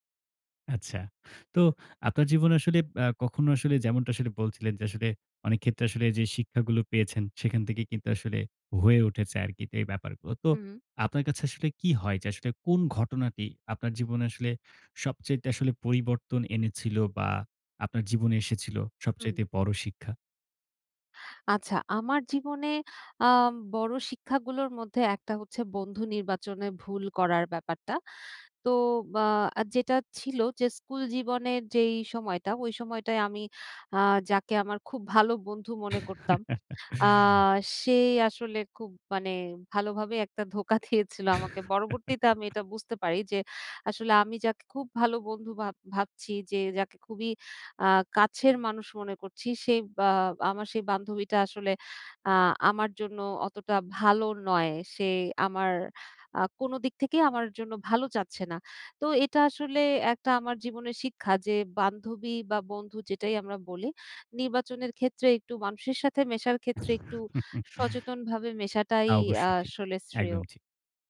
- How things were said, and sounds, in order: tapping; chuckle; laughing while speaking: "ধোঁকা দিয়েছিলো আমাকে"; chuckle; chuckle
- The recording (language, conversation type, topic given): Bengali, podcast, জীবনে সবচেয়ে বড় শিক্ষা কী পেয়েছো?